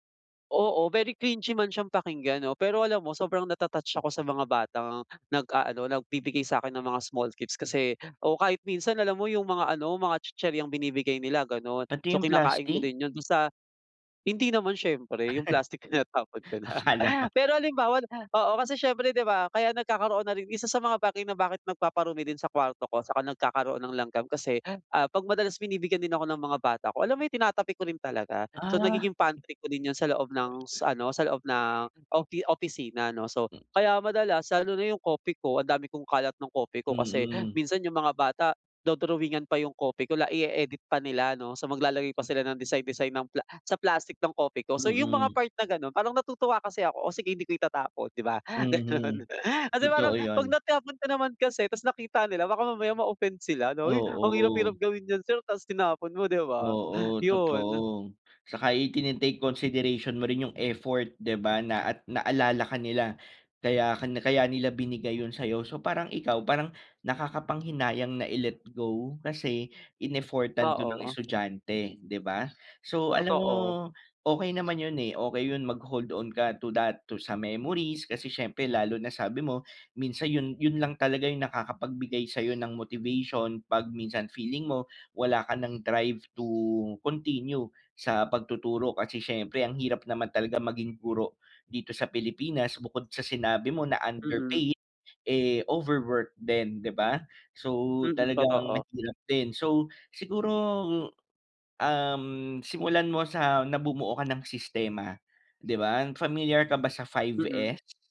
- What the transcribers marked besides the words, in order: in English: "very cringy"; laugh; laughing while speaking: "tinatapon ka na"; laughing while speaking: "Akala ko"; other background noise; in English: "pantry"; laugh; yawn; laughing while speaking: "Gano'n"; joyful: "Kasi parang 'pag natapon ko … mo. Di ba?"; in English: "drive to continue"; in English: "underpaid"; in English: "overwork"
- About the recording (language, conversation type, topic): Filipino, advice, Paano ko mabubuo ang bagong pagkakakilanlan ko pagkatapos ng malaking pagbabago?